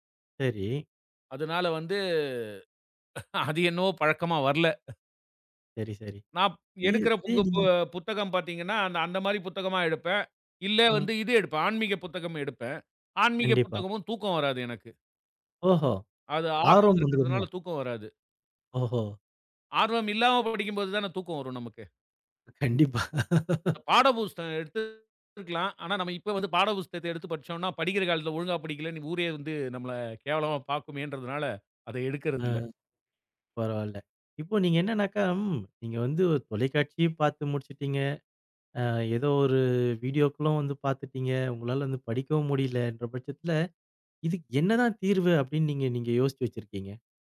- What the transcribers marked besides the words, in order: drawn out: "வந்து"; laughing while speaking: "அது என்னவோ பழக்கமா வரல"; unintelligible speech; laugh; other noise; in another language: "வீடியோக்குளும்"
- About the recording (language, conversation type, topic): Tamil, podcast, இரவில் தூக்கம் வராமல் இருந்தால் நீங்கள் என்ன செய்கிறீர்கள்?